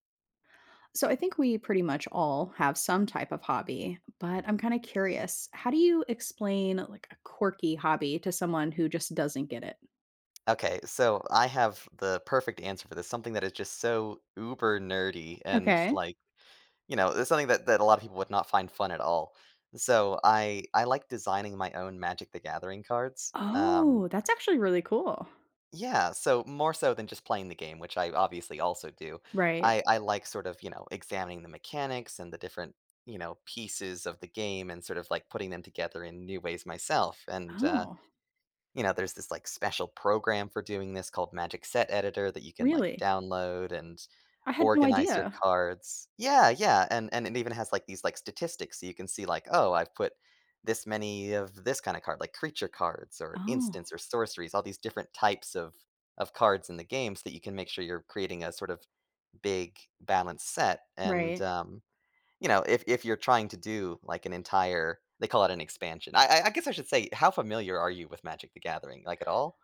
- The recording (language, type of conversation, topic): English, unstructured, How do I explain a quirky hobby to someone who doesn't understand?
- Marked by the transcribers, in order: other background noise; tapping